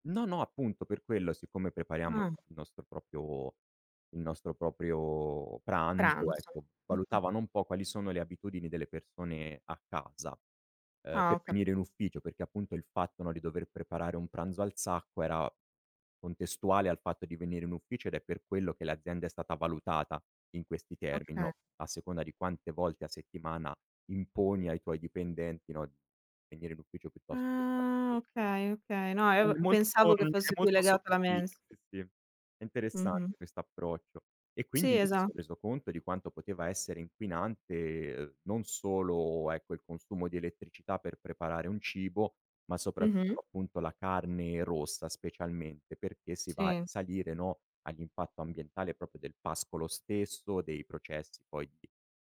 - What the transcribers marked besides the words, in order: other background noise; "proprio" said as "propio"; drawn out: "Ah"; "proprio" said as "propio"
- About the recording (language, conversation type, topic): Italian, podcast, Quali gesti quotidiani fanno davvero la differenza per l'ambiente?